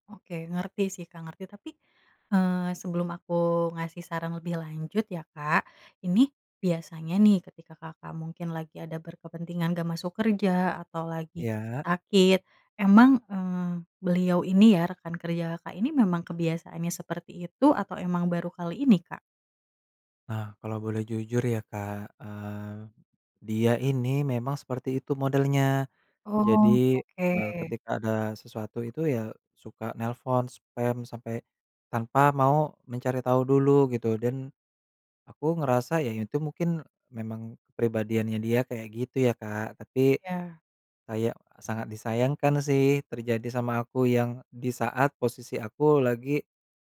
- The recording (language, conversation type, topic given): Indonesian, advice, Bagaimana cara mengklarifikasi kesalahpahaman melalui pesan teks?
- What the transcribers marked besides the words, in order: other background noise; in English: "spam"